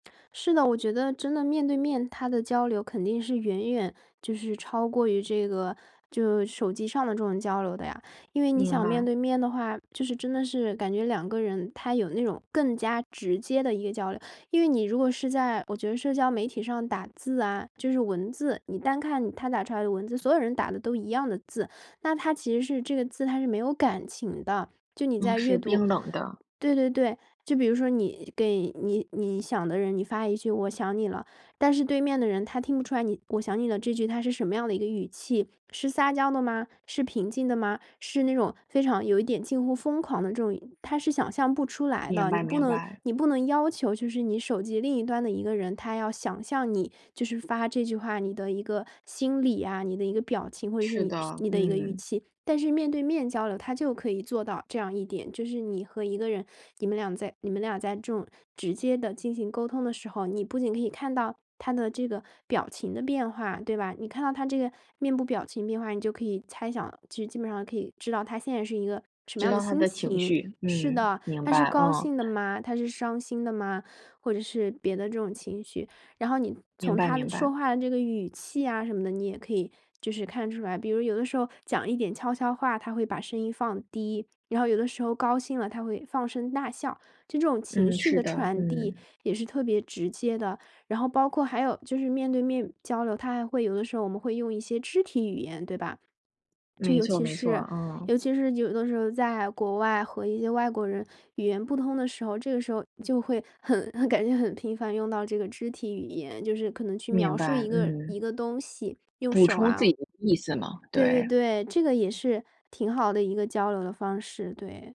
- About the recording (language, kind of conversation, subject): Chinese, podcast, 你觉得手机改变了我们的面对面交流吗？
- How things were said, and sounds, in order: none